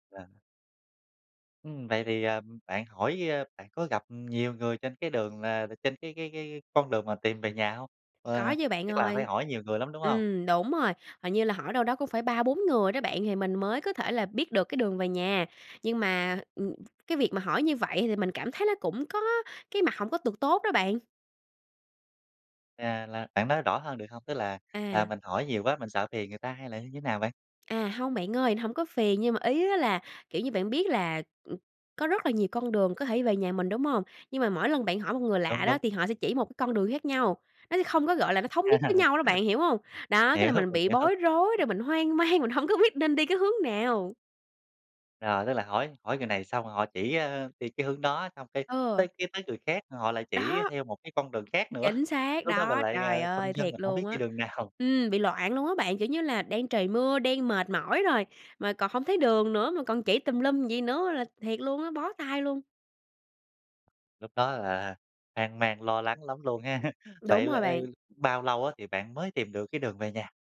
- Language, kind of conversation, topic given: Vietnamese, podcast, Bạn có thể kể về một lần bạn bị lạc đường và đã xử lý như thế nào không?
- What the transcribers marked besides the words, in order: other background noise; tapping; chuckle; laughing while speaking: "Hiểu"; laughing while speaking: "hiểu"; laughing while speaking: "nào"; laughing while speaking: "ha"